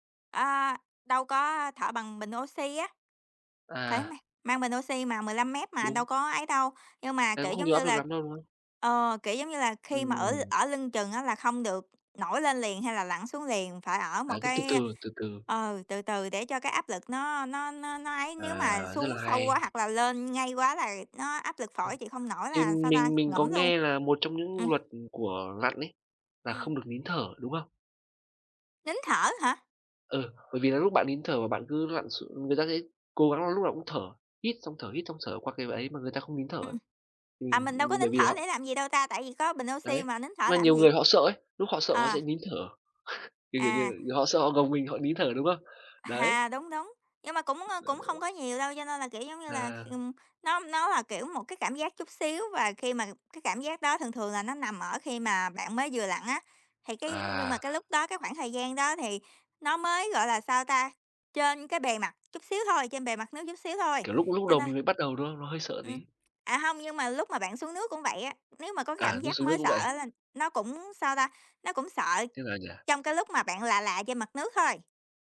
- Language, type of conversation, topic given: Vietnamese, unstructured, Bạn đã bao giờ cảm thấy sợ sự thay đổi chưa, và vì sao?
- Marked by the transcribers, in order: tapping; other background noise; chuckle; laughing while speaking: "À"